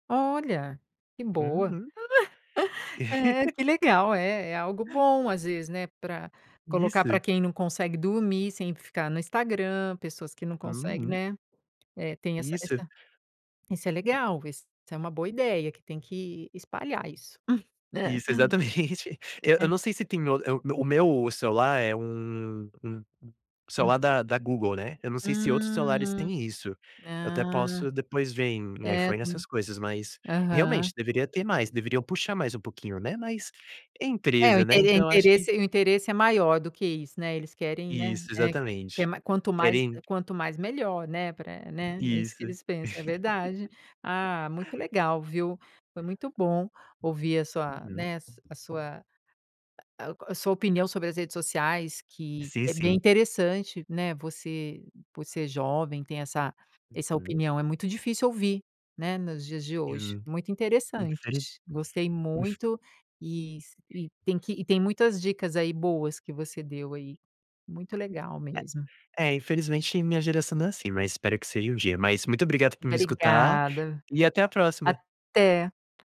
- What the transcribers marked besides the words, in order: laugh; laughing while speaking: "exatamente"; laugh; tapping; other background noise; laugh
- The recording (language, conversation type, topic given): Portuguese, podcast, Como você define sua identidade nas redes sociais?